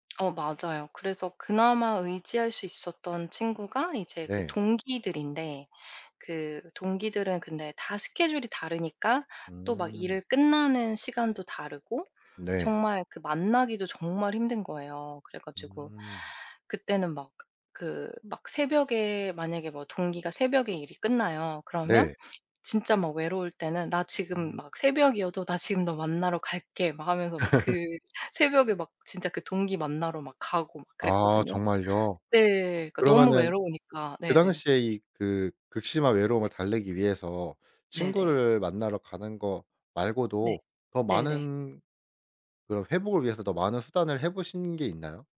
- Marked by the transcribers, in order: tapping; laugh; other background noise
- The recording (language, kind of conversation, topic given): Korean, podcast, 외로움을 느낄 때 보통 어떻게 회복하시나요?